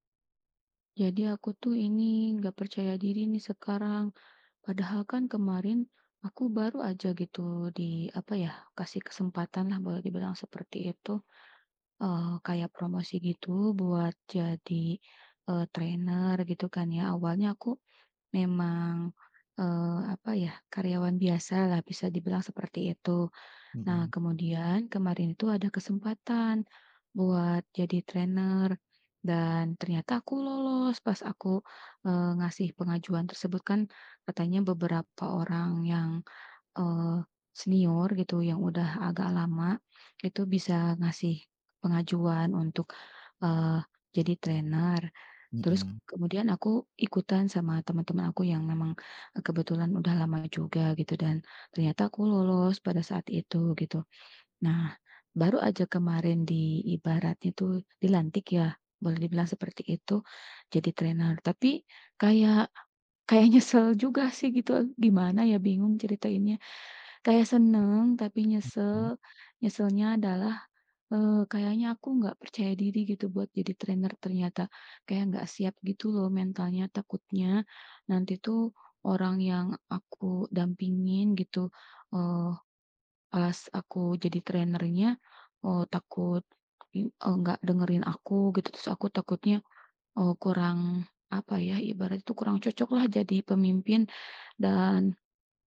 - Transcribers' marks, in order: in English: "trainer"; in English: "trainer"; in English: "trainer"; tapping; in English: "trainer"; other background noise; in English: "trainer"; in English: "trainernya"
- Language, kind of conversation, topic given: Indonesian, advice, Mengapa saya masih merasa tidak percaya diri meski baru saja mendapat promosi?